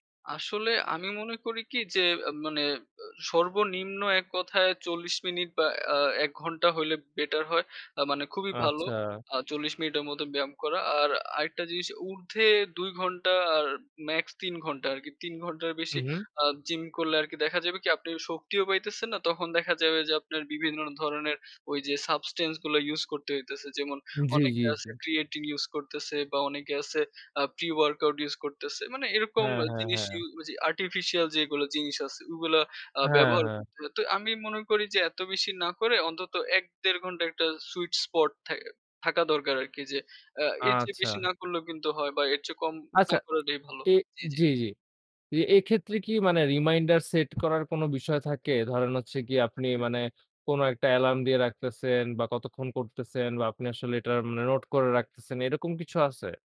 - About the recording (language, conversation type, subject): Bengali, podcast, আপনি ব্যায়াম শুরু করার সময় কীভাবে উদ্দীপিত থাকেন?
- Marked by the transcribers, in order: in English: "subtance"; in English: "creatine"; tapping